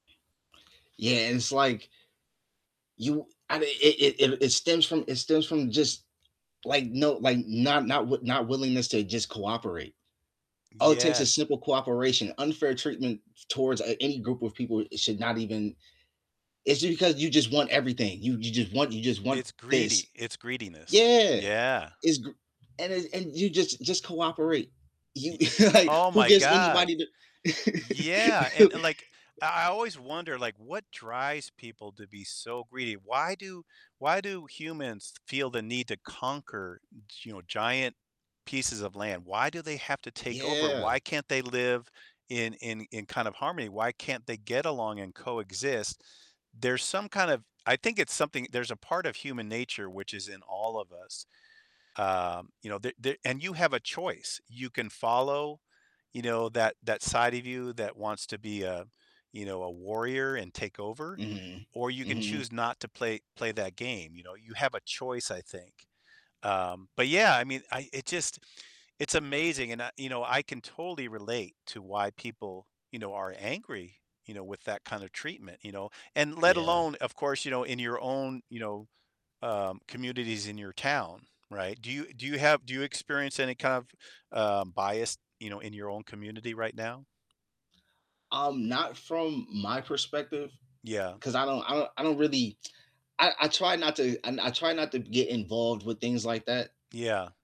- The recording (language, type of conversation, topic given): English, unstructured, How can unfair treatment create long-lasting anger within a community?
- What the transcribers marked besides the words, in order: other background noise; static; distorted speech; laughing while speaking: "like"; laugh; tapping